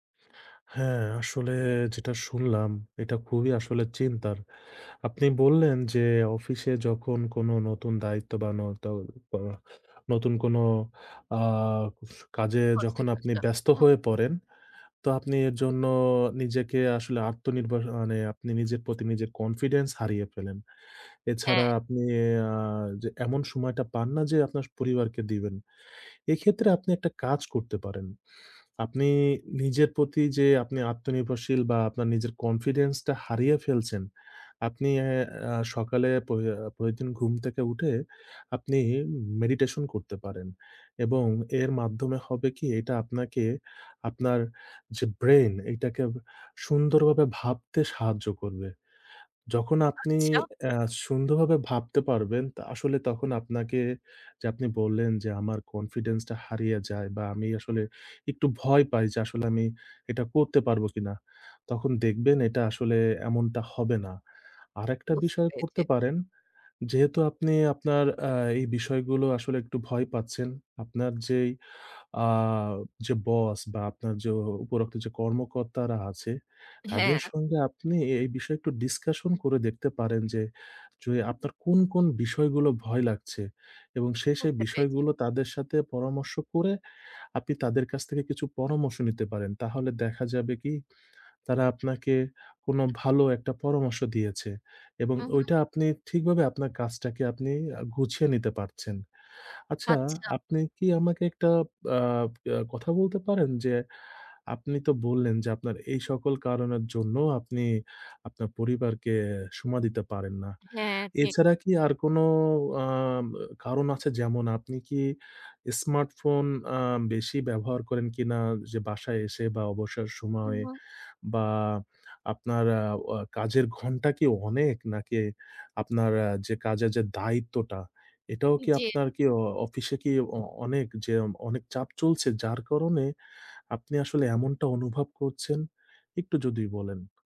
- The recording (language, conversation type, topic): Bengali, advice, কাজ আর পরিবারের মাঝে সমান সময় দেওয়া সম্ভব হচ্ছে না
- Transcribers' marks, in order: other background noise; tapping; "প্রতিদিন" said as "পতিদিন"; in English: "ডিসকাশন"